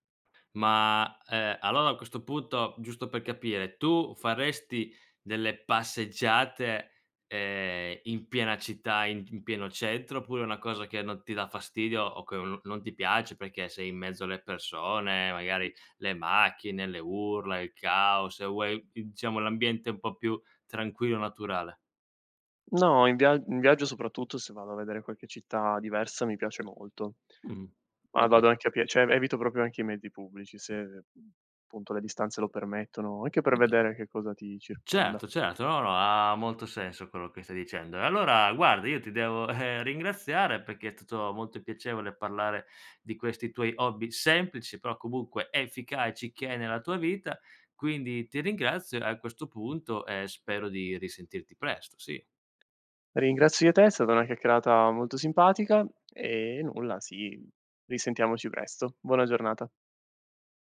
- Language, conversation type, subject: Italian, podcast, Com'è nata la tua passione per questo hobby?
- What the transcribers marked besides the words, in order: other background noise; "cioè" said as "ceh"; tapping